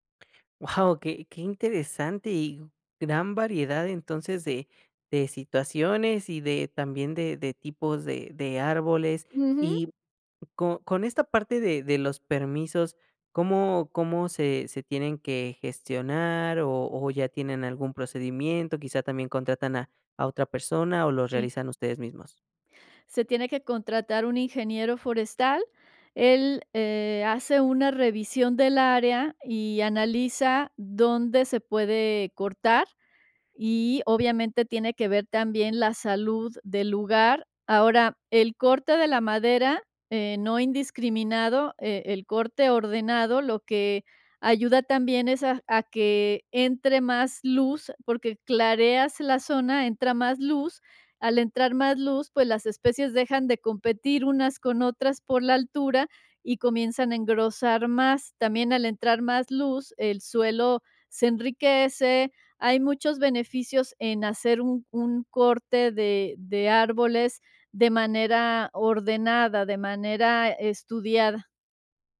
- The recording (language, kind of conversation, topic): Spanish, podcast, ¿Qué tradición familiar sientes que más te representa?
- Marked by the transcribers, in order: none